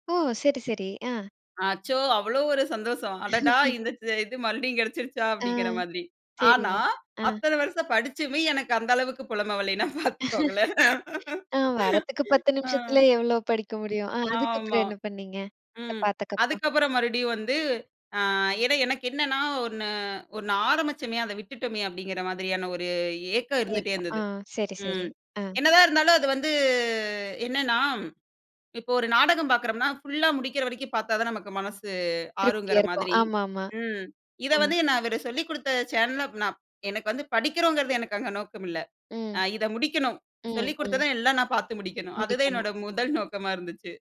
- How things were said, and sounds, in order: joyful: "அச்சோ! அவ்ளோ ஒரு சந்தோஷம். அடடா! இந்த எ இது மறுபடியும் கெடைச்சிருச்சா அப்டீங்குற மாதிரி"; laugh; laugh; laughing while speaking: "வரலேன்னா பாத்துக்கோங்களேன்"; laugh
- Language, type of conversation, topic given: Tamil, podcast, உங்கள் நெஞ்சத்தில் நிற்கும் ஒரு பழைய தொலைக்காட்சி நிகழ்ச்சியை விவரிக்க முடியுமா?